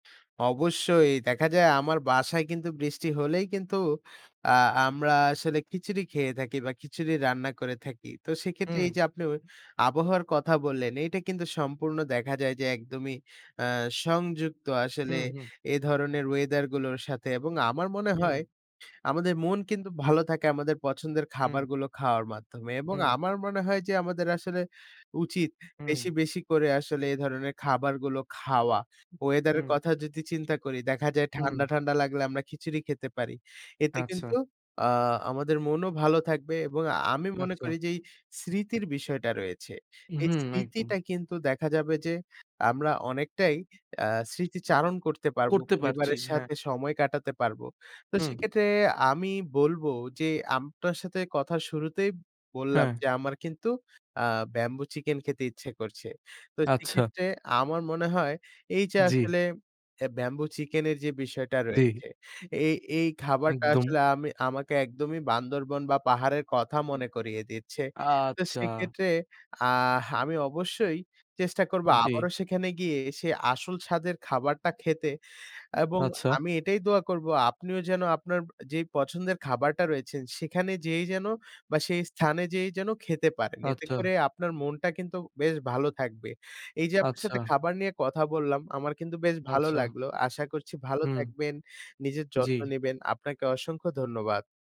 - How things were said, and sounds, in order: other background noise; other noise; tapping; drawn out: "আচ্ছা"
- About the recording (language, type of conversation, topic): Bengali, unstructured, কোন খাবারটি আপনার স্মৃতিতে বিশেষ স্থান করে নিয়েছে?